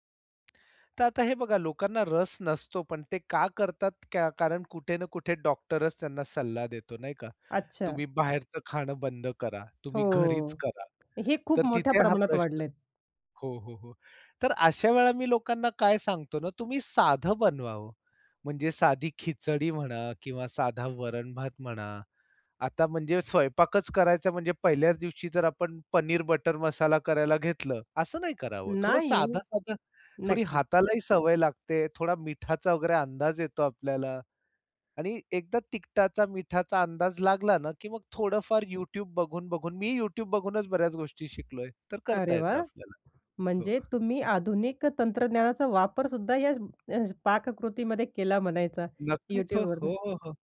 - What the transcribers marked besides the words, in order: tapping; other noise
- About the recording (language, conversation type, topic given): Marathi, podcast, स्वयंपाक करायला तुमची आवड कशी वाढली?